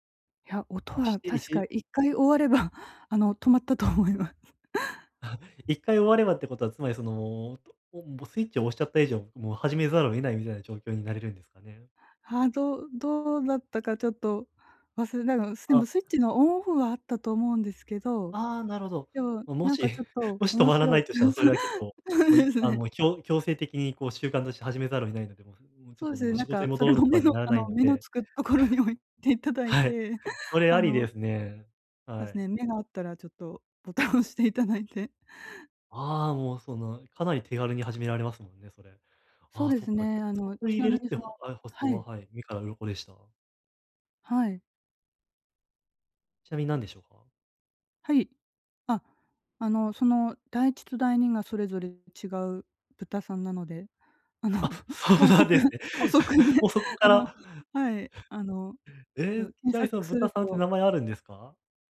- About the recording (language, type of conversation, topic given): Japanese, advice, 毎日の生活に簡単なセルフケア習慣を取り入れるには、どう始めればよいですか？
- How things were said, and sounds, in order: laughing while speaking: "と思います"; chuckle; other background noise; tapping; laughing while speaking: "そ そうですね"; laughing while speaking: "それも目の あの、目のつくとこに置いていただいて"; laughing while speaking: "ボタン押していただいて"; unintelligible speech; laughing while speaking: "あの、ほうそく ほそくで、あの"; laughing while speaking: "そうなんですね"; chuckle